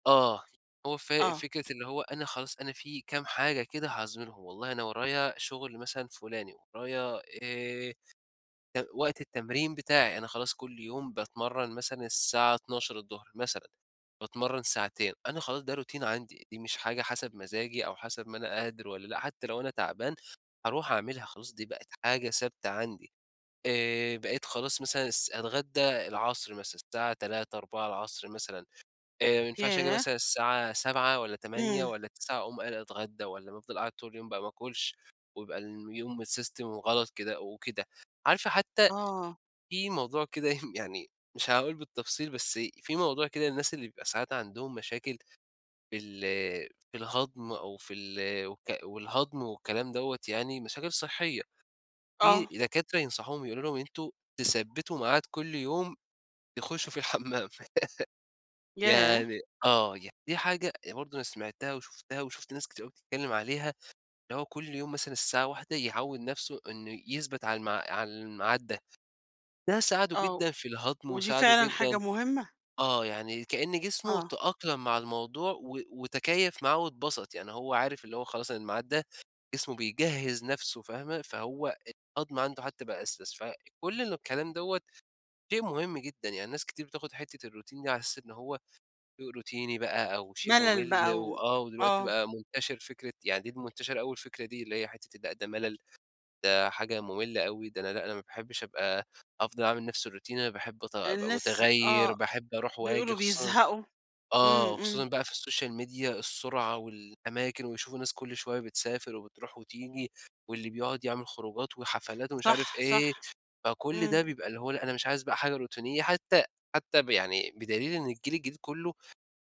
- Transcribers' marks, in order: in English: "روتين"; in English: "الsystem"; laugh; unintelligible speech; in English: "الروتين"; in English: "روتيني"; in English: "الروتين"; in English: "السوشيال ميديا"; in English: "روتينية"
- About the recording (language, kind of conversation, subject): Arabic, podcast, إزاي تبني روتين صباحي صحي بيدعم نموّك الشخصي؟
- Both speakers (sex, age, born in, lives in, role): female, 50-54, Egypt, Portugal, host; male, 20-24, Egypt, Egypt, guest